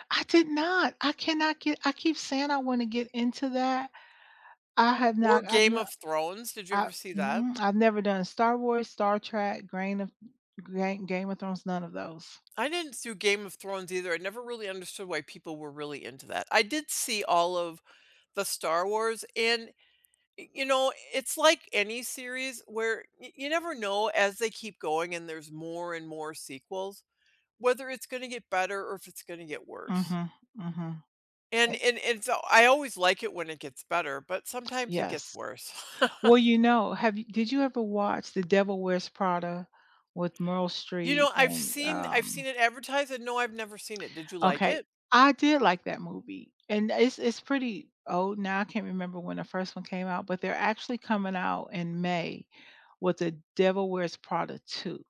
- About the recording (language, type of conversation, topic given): English, unstructured, Which recent movie genuinely surprised you, and what about it caught you off guard?
- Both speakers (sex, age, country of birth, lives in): female, 55-59, United States, United States; female, 65-69, United States, United States
- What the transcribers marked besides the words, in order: laugh